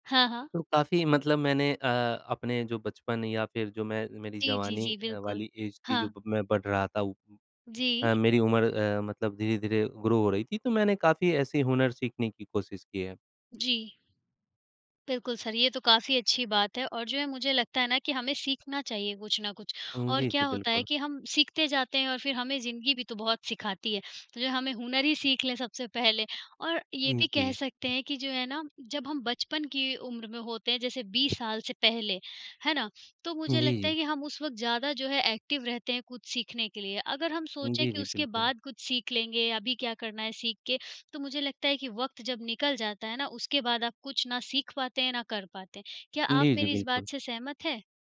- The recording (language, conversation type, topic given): Hindi, unstructured, क्या आपने कभी कोई नया हुनर सीखने की कोशिश की है?
- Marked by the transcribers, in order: in English: "एज़"; in English: "ग्रो"; in English: "एक्टिव"